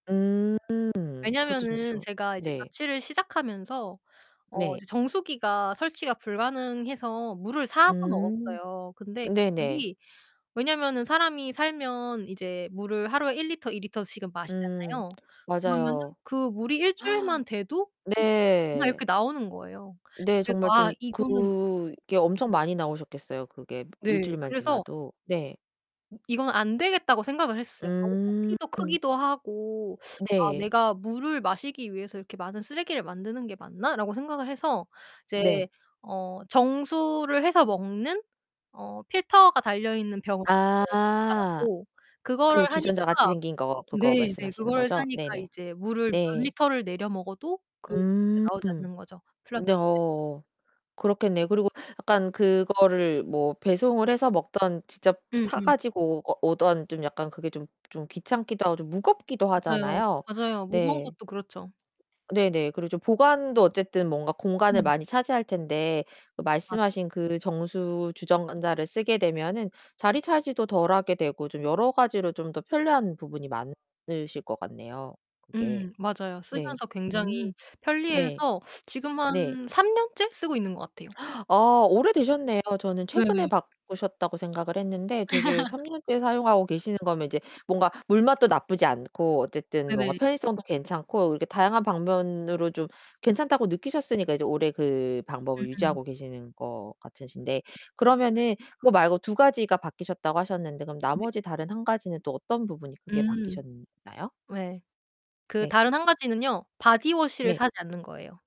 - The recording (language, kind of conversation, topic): Korean, podcast, 쓰레기 분리수거를 더 잘하려면 무엇을 바꿔야 할까요?
- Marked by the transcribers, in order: distorted speech; tapping; gasp; other background noise; unintelligible speech; "주전자를" said as "주정자를"; laugh